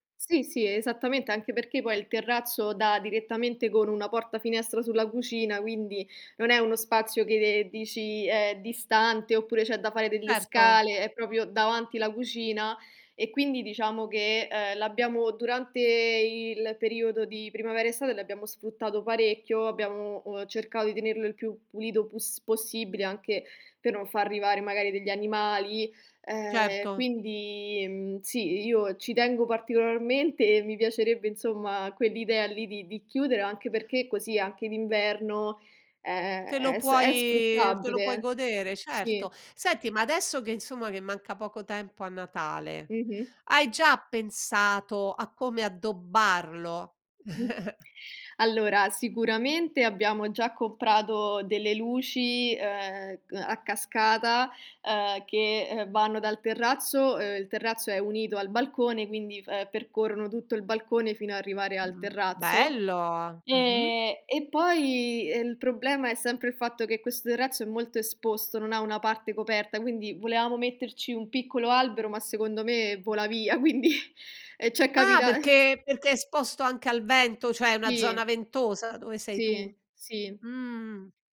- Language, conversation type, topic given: Italian, podcast, Cosa fai per rendere più vivibile un balcone o un terrazzo?
- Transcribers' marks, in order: other background noise; "proprio" said as "propio"; snort; chuckle; laughing while speaking: "quindi"; laughing while speaking: "capita"